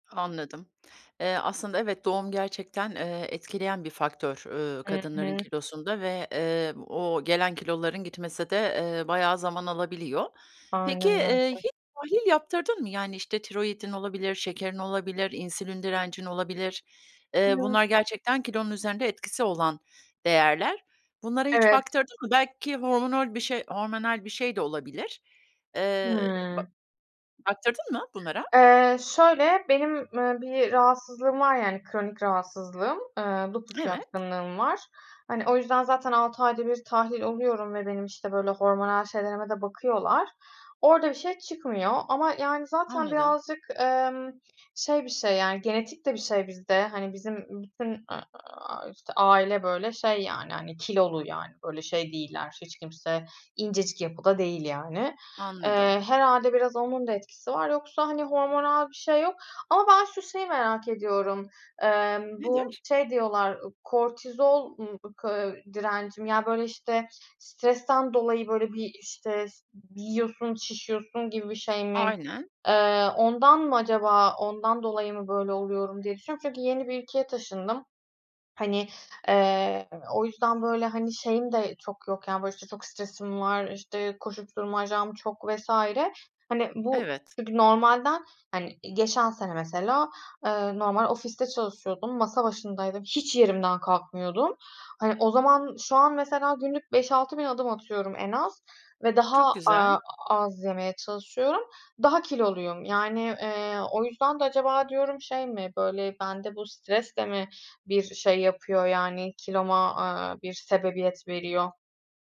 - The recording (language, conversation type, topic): Turkish, advice, Kilo verme çabalarımda neden uzun süredir ilerleme göremiyorum?
- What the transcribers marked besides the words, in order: unintelligible speech; "hormonal" said as "hormonol"; other background noise; tapping